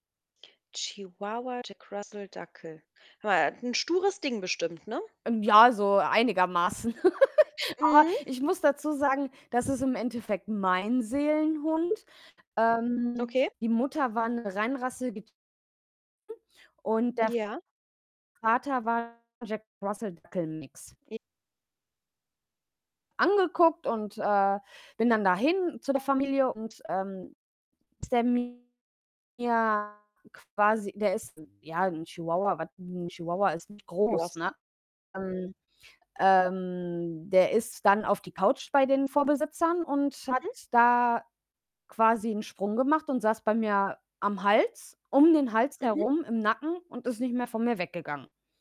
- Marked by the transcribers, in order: distorted speech; laugh; other background noise; unintelligible speech; unintelligible speech; drawn out: "ähm"
- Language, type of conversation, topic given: German, unstructured, Magst du Tiere, und wenn ja, warum?